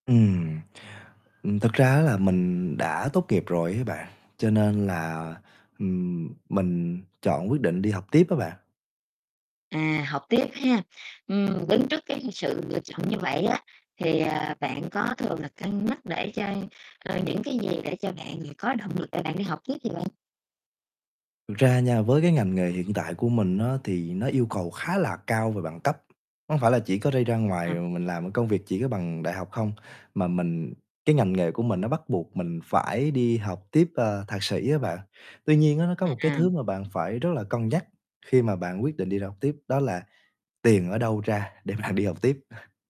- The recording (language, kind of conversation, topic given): Vietnamese, podcast, Sau khi tốt nghiệp, bạn chọn học tiếp hay đi làm ngay?
- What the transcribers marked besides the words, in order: static; distorted speech; unintelligible speech; tapping; unintelligible speech; unintelligible speech; laughing while speaking: "để bạn"; laugh